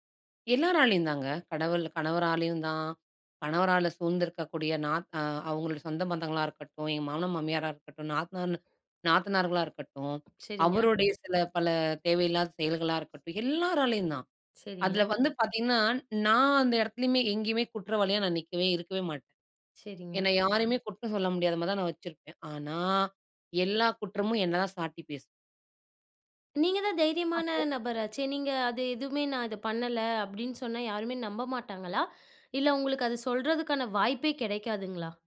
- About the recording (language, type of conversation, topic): Tamil, podcast, நீங்கள் உங்களுக்கே ஒரு நல்ல நண்பராக எப்படி இருப்பீர்கள்?
- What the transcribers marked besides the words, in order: none